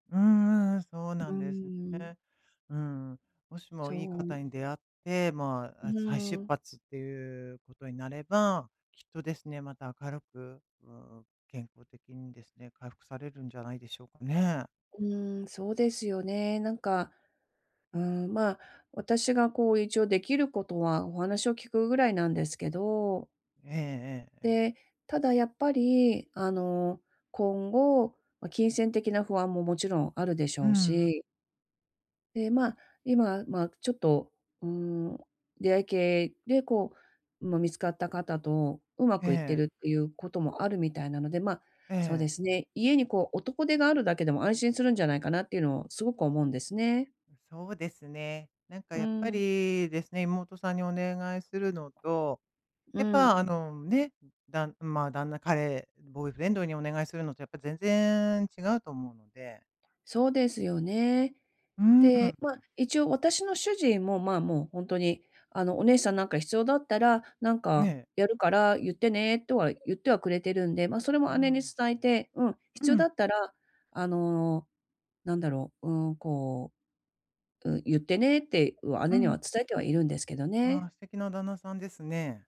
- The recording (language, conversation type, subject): Japanese, advice, 別れで失った自信を、日々の習慣で健康的に取り戻すにはどうすればよいですか？
- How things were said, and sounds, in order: none